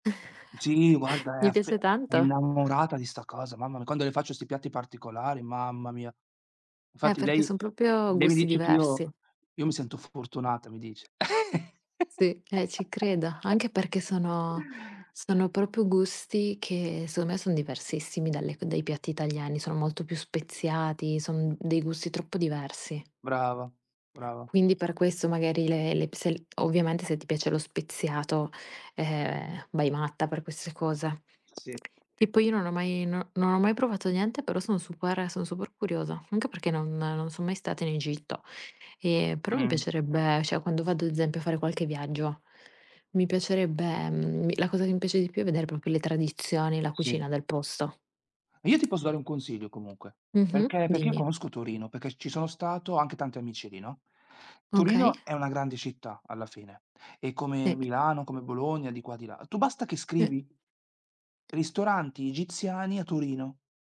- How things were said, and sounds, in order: chuckle; tapping; laugh; other background noise; tongue click
- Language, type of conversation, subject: Italian, unstructured, Hai un ricordo speciale legato a un pasto in famiglia?